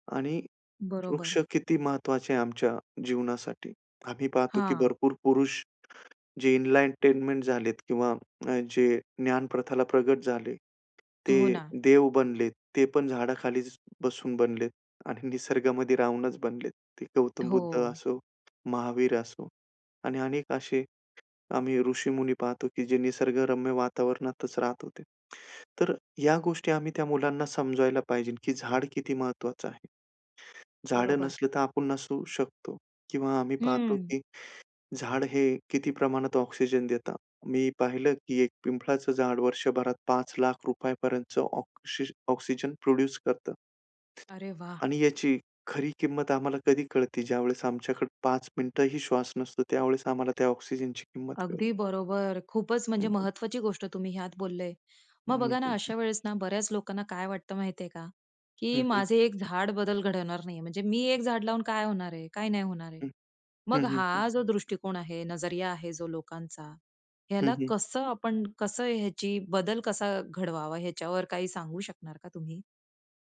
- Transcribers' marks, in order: tapping; other background noise; in English: "एनलाइटेनमेंट"; "इनलाइटनमेंट" said as "एनलाइटेनमेंट"; other noise; background speech
- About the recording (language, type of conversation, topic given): Marathi, podcast, वृक्षलागवडीसाठी सामान्य लोक कसे हातभार लावू शकतात?